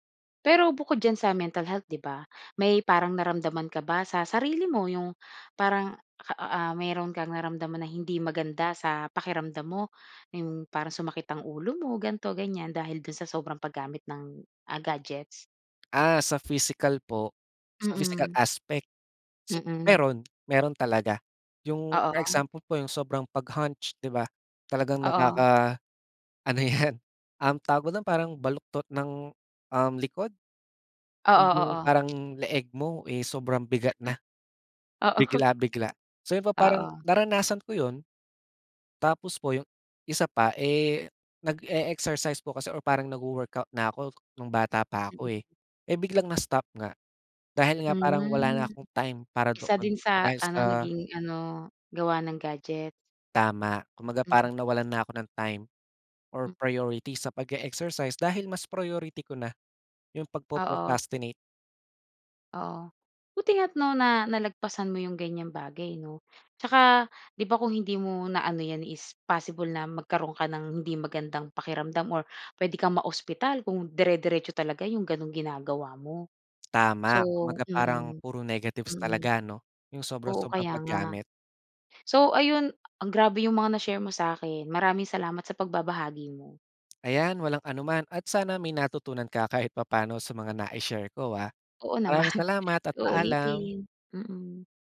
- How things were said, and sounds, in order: tapping; in English: "hunch"; other background noise; laughing while speaking: "nakaka-ano yan"; chuckle; wind; unintelligible speech; in English: "procrastinate"; laughing while speaking: "kahit"; laughing while speaking: "naman"
- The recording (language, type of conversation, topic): Filipino, podcast, Paano mo binabalanse ang oras mo sa paggamit ng mga screen at ang pahinga?